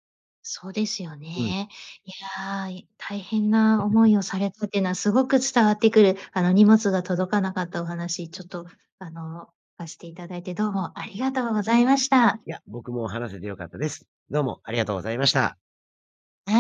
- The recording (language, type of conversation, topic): Japanese, podcast, 荷物が届かなかったとき、どう対応しましたか？
- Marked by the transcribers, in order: chuckle; unintelligible speech